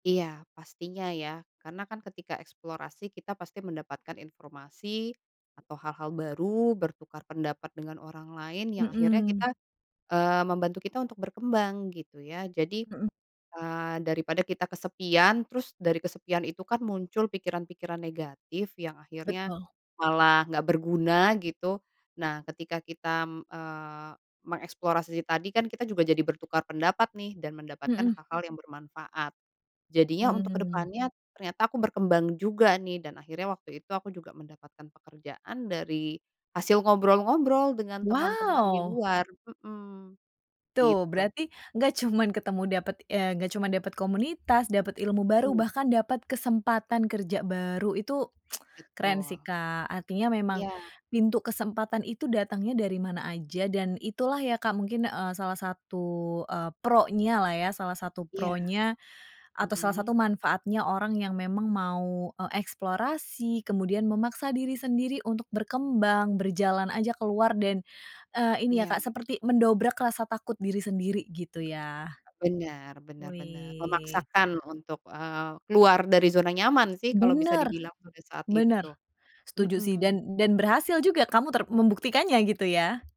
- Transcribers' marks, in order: stressed: "Wow"; tsk; tapping
- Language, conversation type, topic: Indonesian, podcast, Gimana caramu mengatasi rasa kesepian di kota besar?